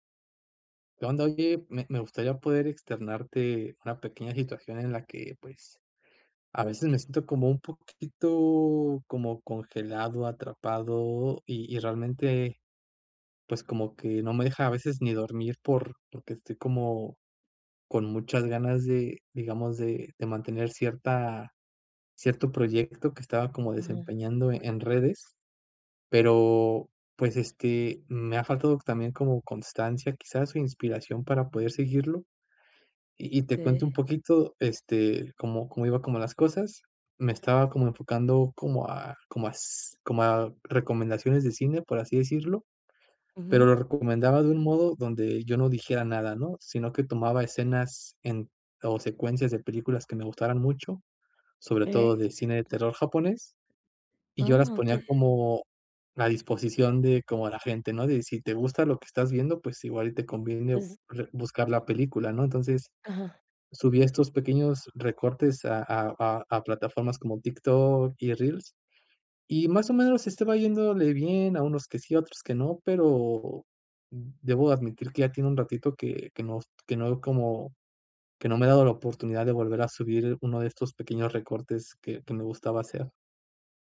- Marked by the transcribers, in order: other background noise
- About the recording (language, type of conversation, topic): Spanish, advice, ¿Cómo puedo encontrar inspiración constante para mantener una práctica creativa?